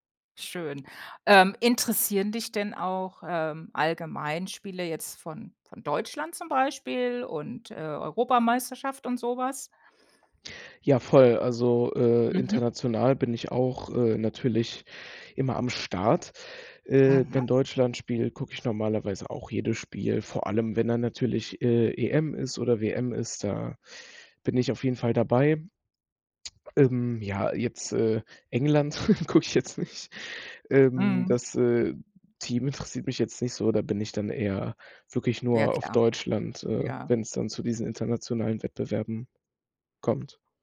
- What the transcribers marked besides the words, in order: laughing while speaking: "gucke ich jetzt nicht"
- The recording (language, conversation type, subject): German, podcast, Erzähl mal, wie du zu deinem liebsten Hobby gekommen bist?